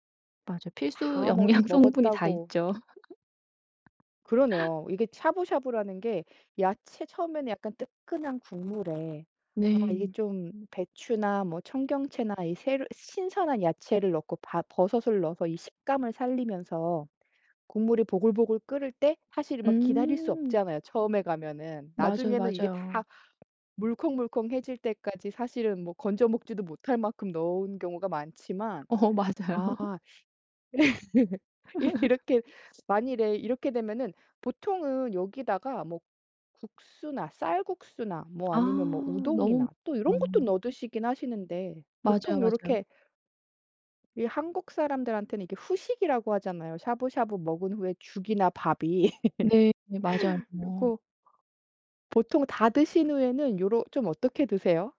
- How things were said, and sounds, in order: laughing while speaking: "영양"; other background noise; laugh; laughing while speaking: "어 맞아요"; laugh; laughing while speaking: "이렇게"; laugh
- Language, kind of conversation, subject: Korean, podcast, 외식할 때 건강하게 메뉴를 고르는 방법은 무엇인가요?